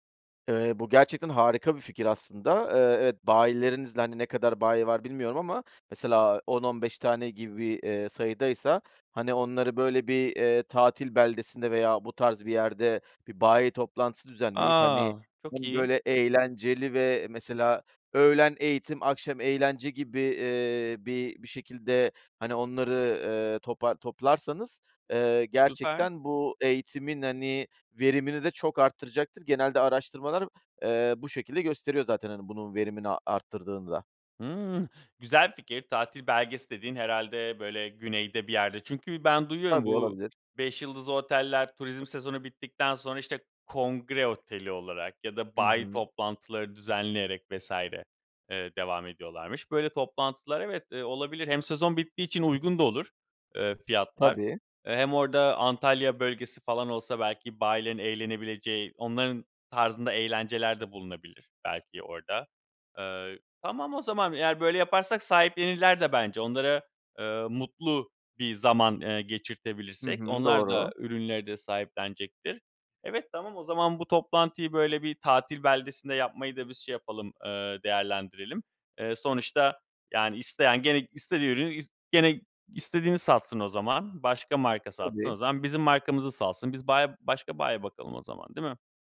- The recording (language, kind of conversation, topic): Turkish, advice, Müşteri şikayetleriyle başa çıkmakta zorlanıp moralim bozulduğunda ne yapabilirim?
- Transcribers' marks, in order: other background noise